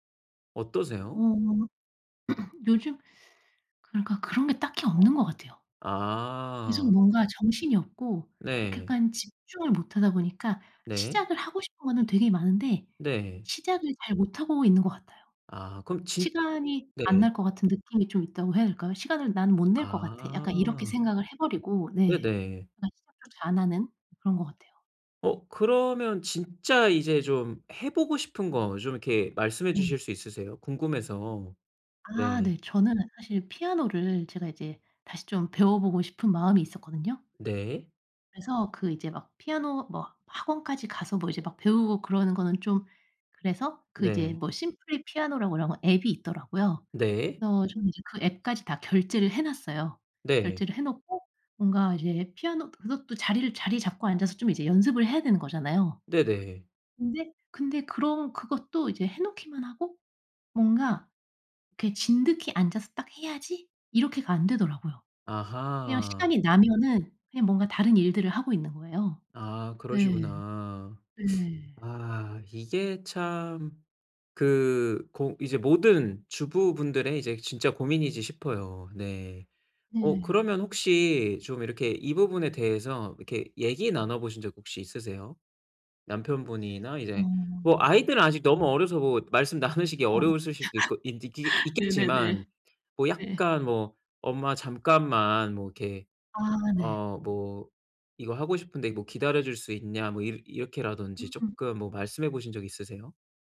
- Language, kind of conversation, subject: Korean, advice, 집에서 편안하게 쉬거나 여가를 즐기기 어려운 이유가 무엇인가요?
- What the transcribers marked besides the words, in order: throat clearing; laughing while speaking: "나누시기"; laugh